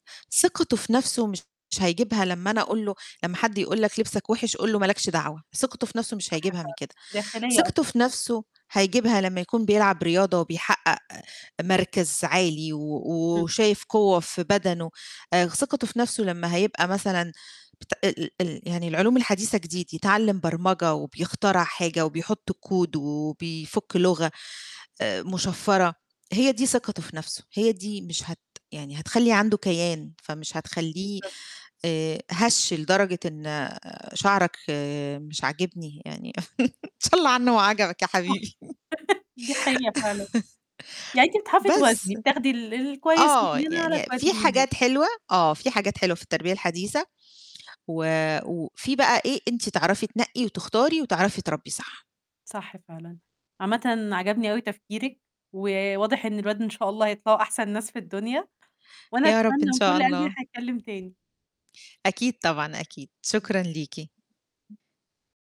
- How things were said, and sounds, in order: distorted speech; static; in English: "code"; other background noise; laugh; chuckle; laughing while speaking: "إن شا الله عنه ما عجبك يا حبيبي"; "بتعرفي" said as "بتحفي"
- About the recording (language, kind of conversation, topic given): Arabic, podcast, إزاي الجد والجدة يشاركوا في تربية الأولاد بشكل صحي؟